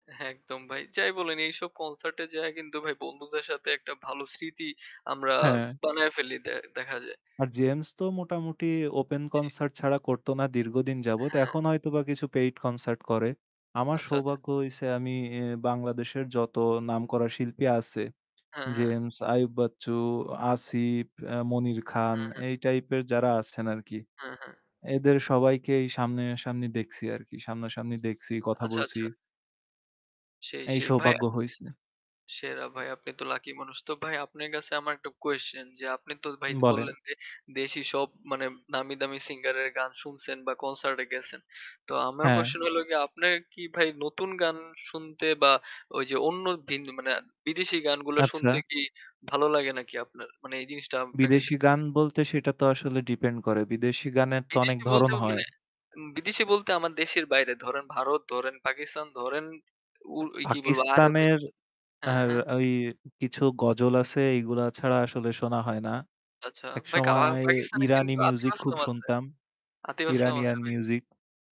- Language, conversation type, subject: Bengali, unstructured, আপনি কোন ধরনের গান শুনতে ভালোবাসেন?
- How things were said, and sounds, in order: static; distorted speech; in English: "paid concert"